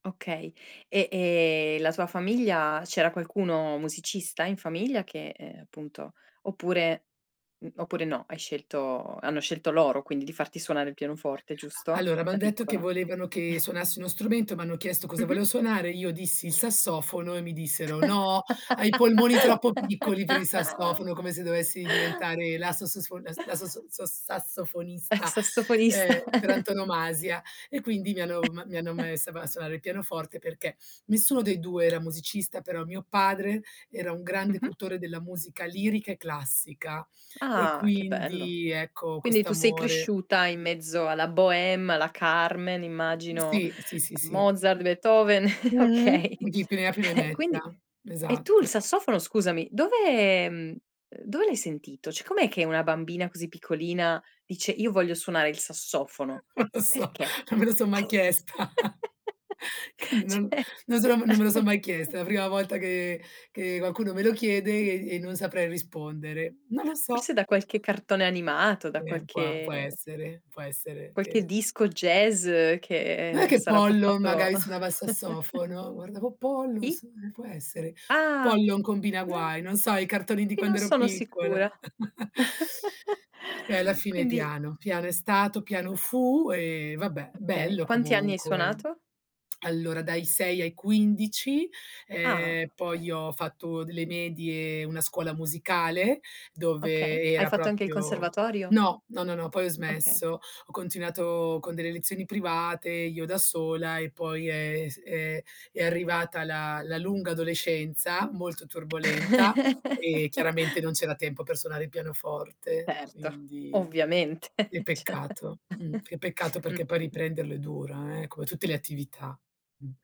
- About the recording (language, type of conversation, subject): Italian, podcast, Quale hobby della tua infanzia ti piacerebbe riscoprire oggi?
- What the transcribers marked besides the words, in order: chuckle; laugh; chuckle; laughing while speaking: "Sassofonista"; chuckle; tapping; other background noise; chuckle; laughing while speaking: "Eh"; "Cioè" said as "ceh"; chuckle; laughing while speaking: "Non lo so"; laughing while speaking: "chiesta. Che non"; chuckle; laughing while speaking: "Cioè"; chuckle; chuckle; chuckle; other noise; "proprio" said as "propio"; chuckle; laughing while speaking: "Ovviamente, ceh"; "cioè" said as "ceh"; chuckle